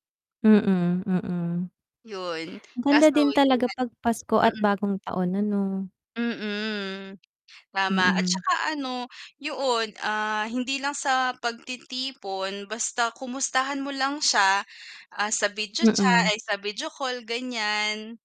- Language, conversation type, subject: Filipino, unstructured, Ano ang pinakamasayang alaala mo sa pagtitipon ng pamilya?
- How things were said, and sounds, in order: tapping; distorted speech; static; mechanical hum